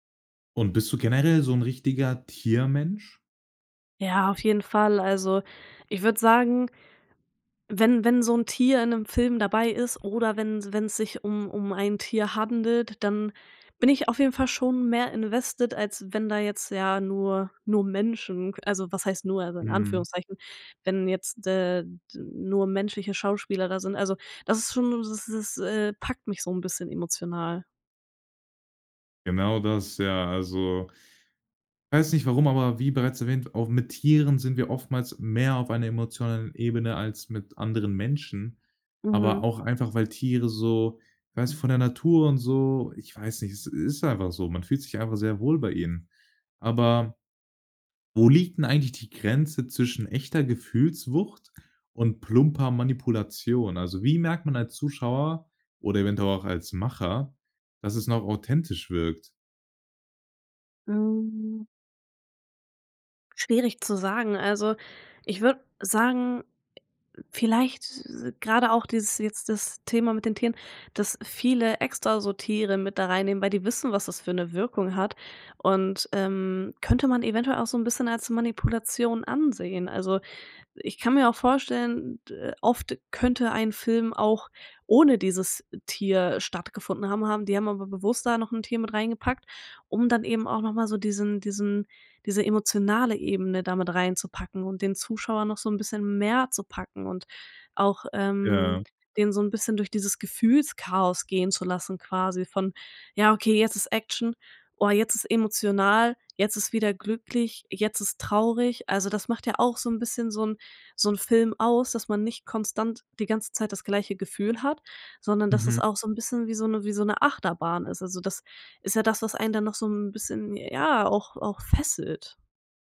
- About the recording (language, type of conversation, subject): German, podcast, Was macht einen Film wirklich emotional?
- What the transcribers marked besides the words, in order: in English: "invested"